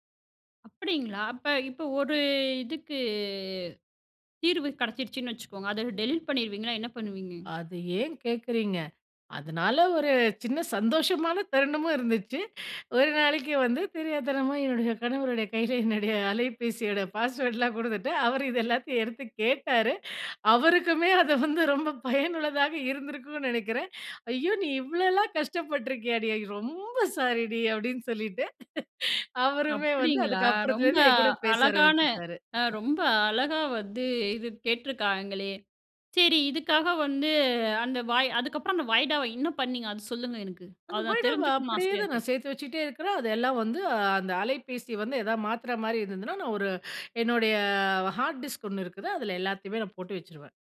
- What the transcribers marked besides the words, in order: in English: "டெலிட்"; laughing while speaking: "அதனால ஒரு சின்ன சந்தோஷமான தருணமும் … என்கூட பேச ஆரம்பிச்சுட்டாரு"; laugh; other background noise; in English: "ஹார்ட் டிஸ்க்"
- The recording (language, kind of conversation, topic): Tamil, podcast, முன்னேற்றம் எதுவும் இல்லை போலத் தோன்றும்போது, நீ எப்படி மன உறுதியுடன் நிலைத்திருப்பாய்?